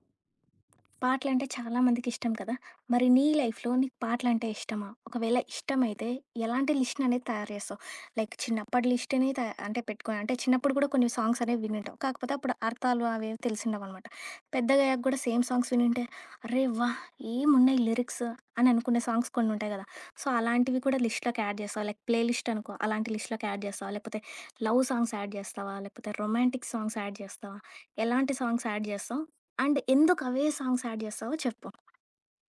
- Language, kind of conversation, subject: Telugu, podcast, ఏ సంగీతం వింటే మీరు ప్రపంచాన్ని మర్చిపోతారు?
- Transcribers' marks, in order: other background noise; in English: "లైఫ్‌లో"; in English: "లిస్ట్‌ననేది"; in English: "లైక్"; in English: "సాంగ్స్"; in English: "సేమ్ సాంగ్స్"; in English: "లిరిక్స్"; in English: "సాంగ్స్"; in English: "సో"; in English: "లిస్ట్‌లోకి యాడ్"; in English: "లైక్ ప్లే లిస్ట్"; in English: "లిస్ట్‌లోకి యాడ్"; in English: "లవ్ సాంగ్స్ యాడ్"; in English: "రొమాంటిక్ సాంగ్స్ యాడ్"; in English: "సాంగ్స్ యాడ్"; in English: "అండ్"; in English: "సాంగ్స్ యాడ్"